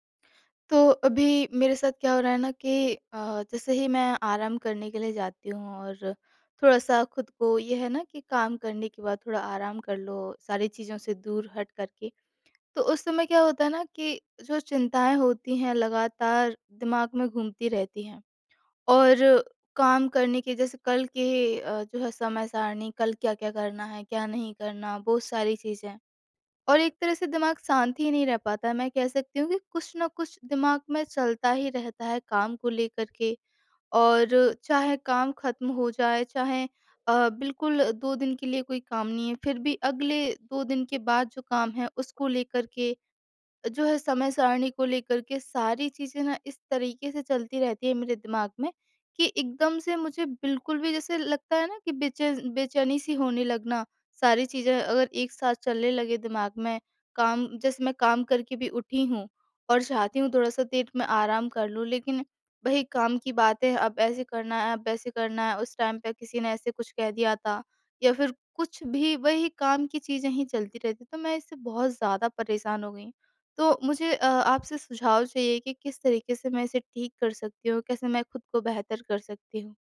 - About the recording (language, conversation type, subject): Hindi, advice, क्या आराम करते समय भी आपका मन लगातार काम के बारे में सोचता रहता है और आपको चैन नहीं मिलता?
- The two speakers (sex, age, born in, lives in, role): female, 25-29, India, India, user; male, 25-29, India, India, advisor
- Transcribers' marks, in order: tapping; in English: "टाइम"